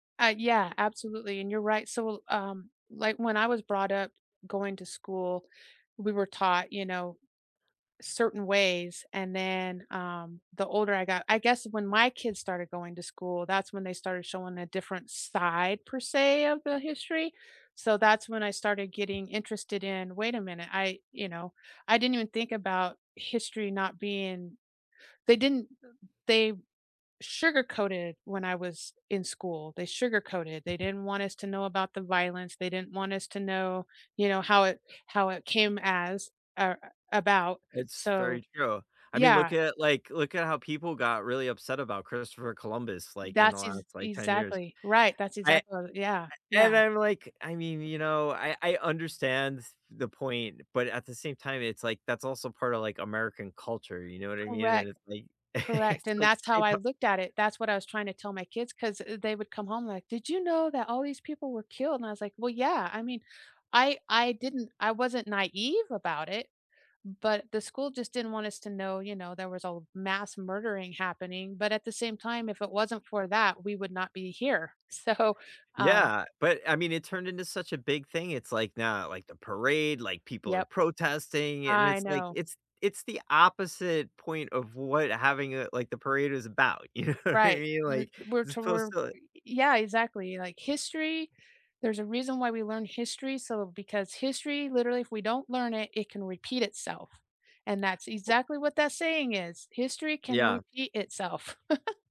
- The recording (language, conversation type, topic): English, unstructured, How has your interest in learning about the past shaped the way you see the world today?
- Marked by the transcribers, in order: tapping; chuckle; laughing while speaking: "So"; laughing while speaking: "You know what I mean?"; laugh